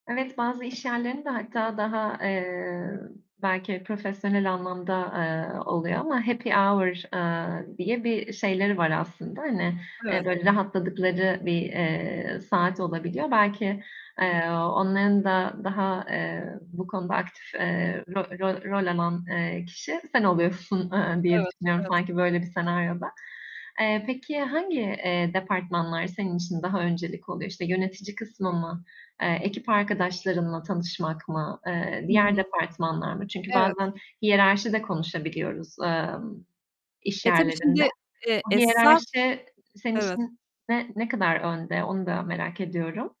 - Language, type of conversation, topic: Turkish, podcast, Yeni bir işe başlarken ilk hafta neler yaparsın?
- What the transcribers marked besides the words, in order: other background noise; in English: "happy hour"; unintelligible speech; laughing while speaking: "eee"; distorted speech